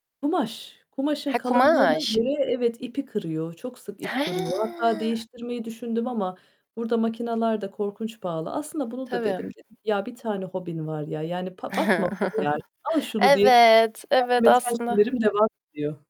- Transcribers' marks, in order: static; distorted speech; drawn out: "kumaş"; tapping; drawn out: "He!"; "makineler de" said as "makinalar da"; chuckle; drawn out: "Evet"
- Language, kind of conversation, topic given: Turkish, podcast, Hobini başkalarıyla paylaşıyor ve bir topluluğa katılıyor musun?